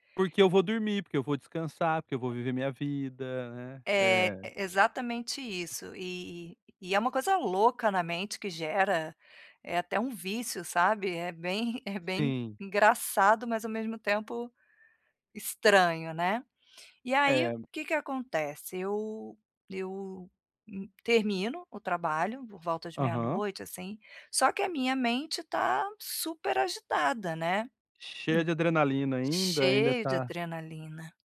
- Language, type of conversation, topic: Portuguese, advice, Como posso criar uma rotina de preparação para dormir melhor todas as noites?
- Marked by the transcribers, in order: tapping; throat clearing